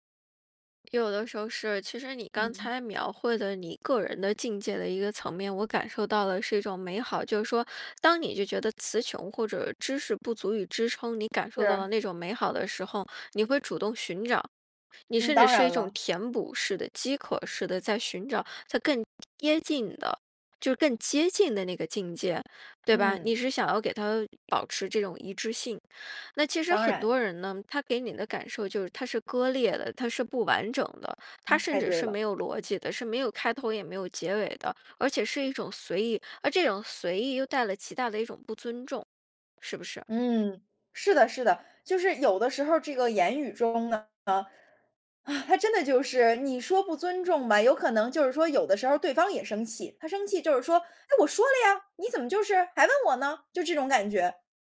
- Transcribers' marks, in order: none
- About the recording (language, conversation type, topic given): Chinese, podcast, 你从大自然中学到了哪些人生道理？